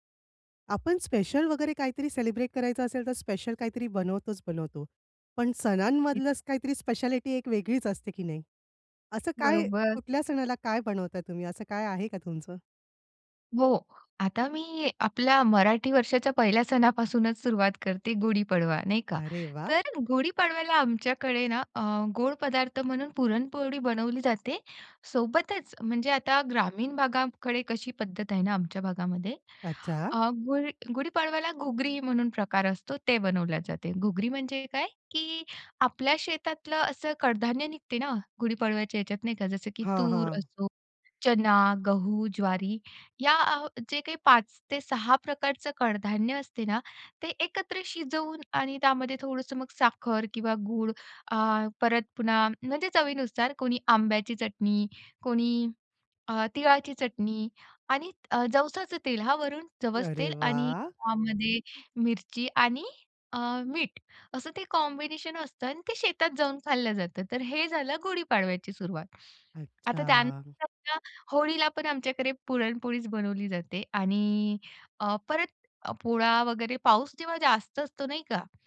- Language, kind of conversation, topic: Marathi, podcast, विशेष सणांमध्ये कोणते अन्न आवर्जून बनवले जाते आणि त्यामागचे कारण काय असते?
- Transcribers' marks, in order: other background noise; in English: "कॉम्बिनेशन"